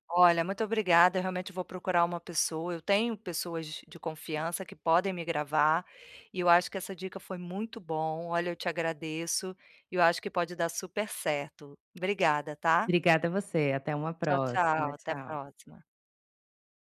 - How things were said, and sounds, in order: tapping
- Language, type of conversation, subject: Portuguese, advice, Como posso diminuir a voz crítica interna que me atrapalha?